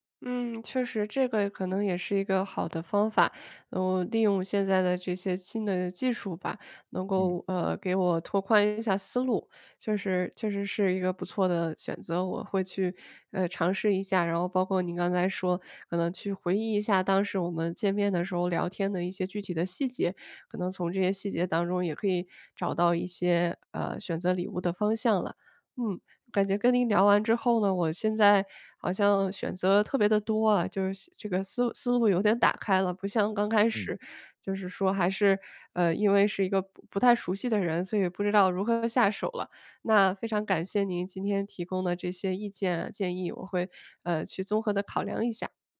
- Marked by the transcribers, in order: other background noise
- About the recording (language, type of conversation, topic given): Chinese, advice, 我该如何为别人挑选合适的礼物？